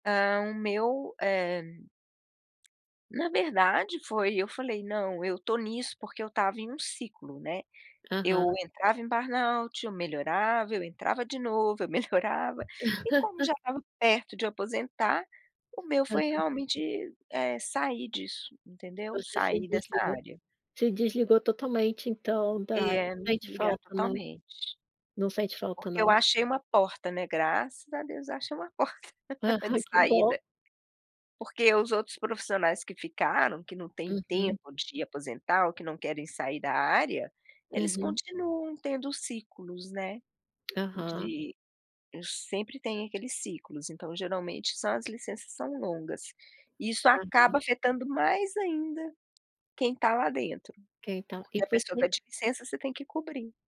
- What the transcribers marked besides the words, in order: laugh; laughing while speaking: "porta"
- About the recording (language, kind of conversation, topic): Portuguese, podcast, O que você faz quando sente esgotamento profissional?